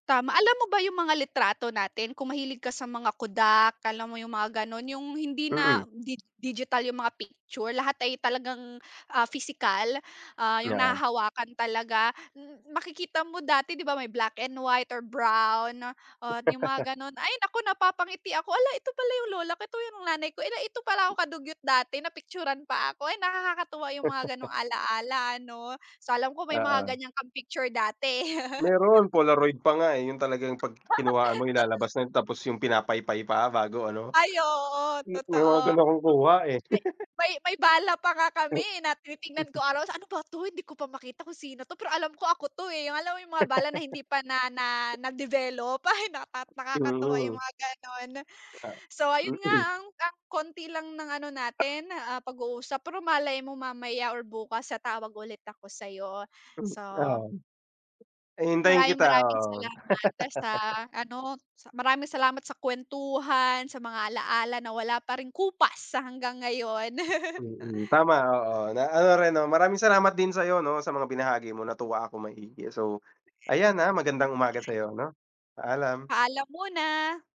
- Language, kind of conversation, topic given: Filipino, unstructured, Ano-ano ang mga alaala ng pamilya mo na palaging nagpapangiti sa iyo?
- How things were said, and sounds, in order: other background noise; chuckle; laugh; chuckle; laugh; joyful: "May, may bala pa nga … yung mga gano'n"; chuckle; laugh; other noise; laugh; stressed: "kupas"; chuckle